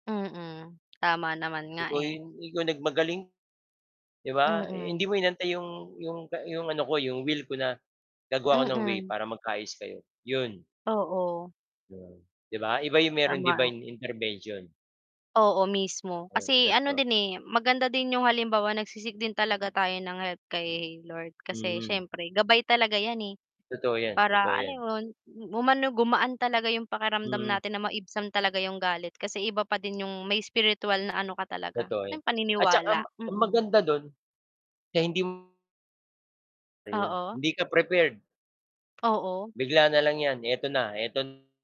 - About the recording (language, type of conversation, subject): Filipino, unstructured, Ano ang papel ng pakikinig sa paglutas ng alitan?
- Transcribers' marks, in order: static; in English: "divine intervention"; distorted speech; tapping